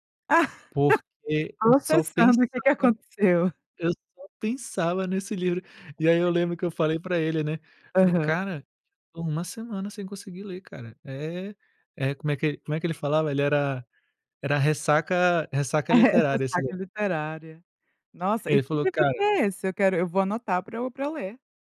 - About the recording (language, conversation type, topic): Portuguese, podcast, Me conta uma história que te aproximou de alguém?
- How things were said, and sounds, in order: laugh; unintelligible speech; chuckle; tapping